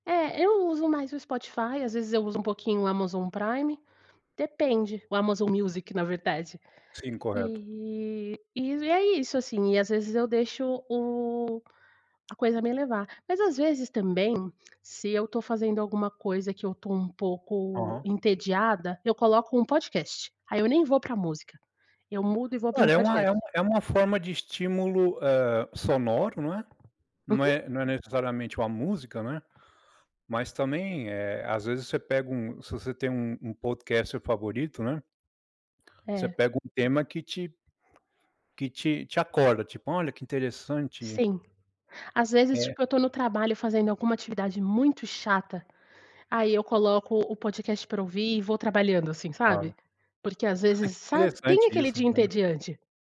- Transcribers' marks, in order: tapping
- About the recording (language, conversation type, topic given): Portuguese, podcast, Como as músicas mudam o seu humor ao longo do dia?